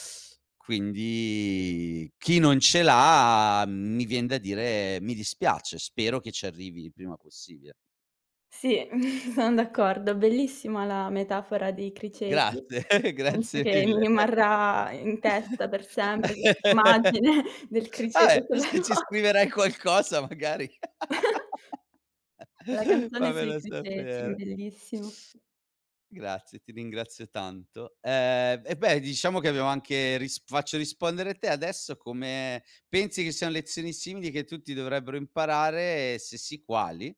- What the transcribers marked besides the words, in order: other background noise; chuckle; laughing while speaking: "Grazie, grazie mille"; tapping; laughing while speaking: "immagine"; laugh; laughing while speaking: "sulla ruota"; "Vabbè" said as "vahe"; laughing while speaking: "se ci scriverai qualcosa magari"; chuckle; laugh
- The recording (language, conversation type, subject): Italian, unstructured, Qual è una lezione importante che hai imparato nella vita?